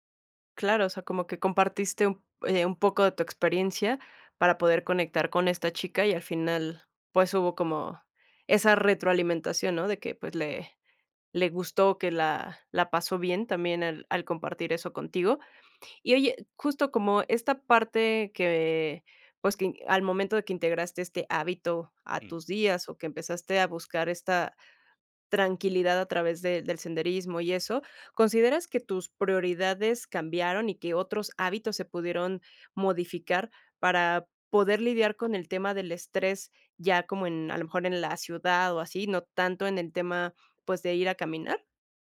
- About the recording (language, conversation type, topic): Spanish, podcast, ¿Qué momento en la naturaleza te dio paz interior?
- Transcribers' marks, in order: none